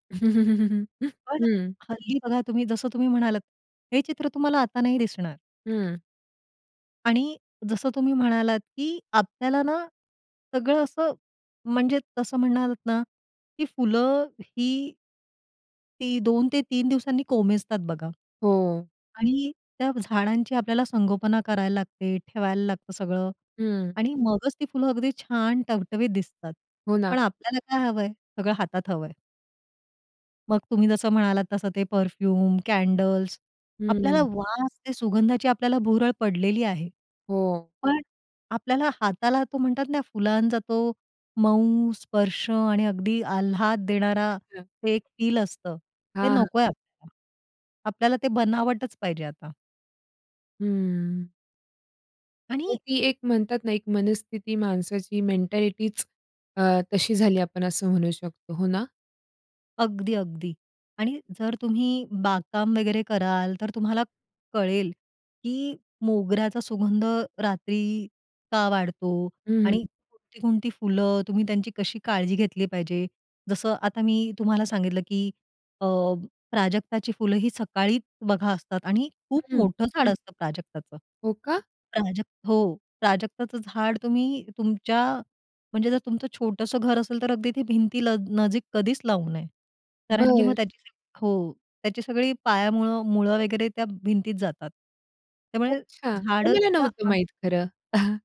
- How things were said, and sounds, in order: chuckle; tapping; in English: "परफ्यूम"; other noise; other background noise
- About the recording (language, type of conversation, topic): Marathi, podcast, वसंताचा सुवास आणि फुलं तुला कशी भावतात?